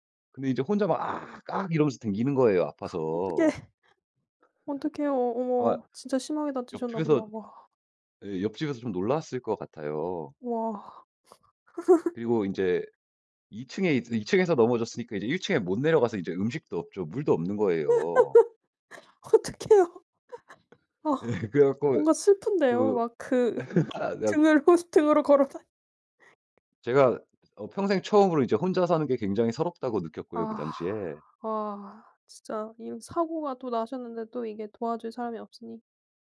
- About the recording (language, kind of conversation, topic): Korean, podcast, 잘못된 길에서 벗어나기 위해 처음으로 어떤 구체적인 행동을 하셨나요?
- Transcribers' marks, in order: put-on voice: "악악"; laughing while speaking: "어떡해"; laugh; other background noise; laugh; laugh; laughing while speaking: "어떡해요"; laugh; tapping; laughing while speaking: "예"; laugh; laughing while speaking: "아 네 약"; laughing while speaking: "등을 호스 등으로 걸어 다"; sigh